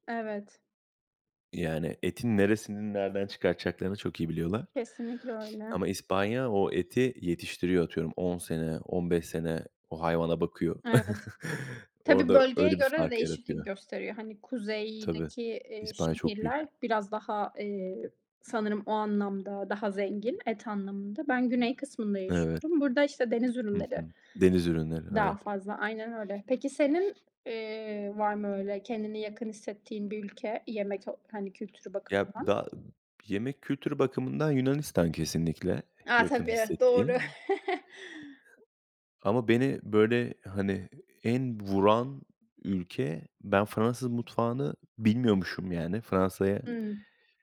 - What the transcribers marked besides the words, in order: other background noise; chuckle; tapping; other noise; chuckle
- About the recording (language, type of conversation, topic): Turkish, unstructured, Farklı ülkelerin yemek kültürleri seni nasıl etkiledi?
- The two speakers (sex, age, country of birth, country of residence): female, 25-29, Turkey, Spain; male, 30-34, Turkey, Portugal